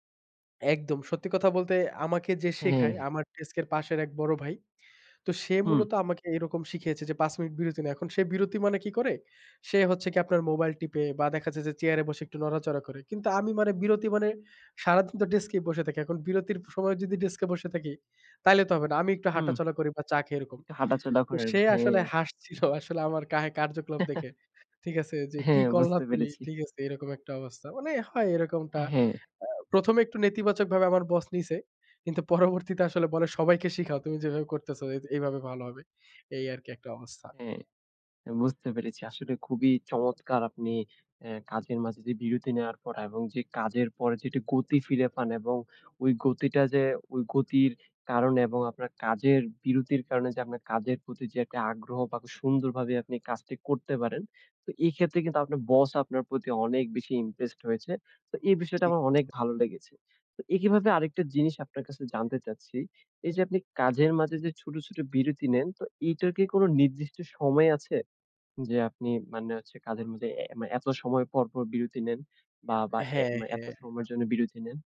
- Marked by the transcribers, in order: unintelligible speech
- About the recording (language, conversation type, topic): Bengali, podcast, ছোট বিরতি কীভাবে আপনার কাজের প্রবাহ বদলে দেয়?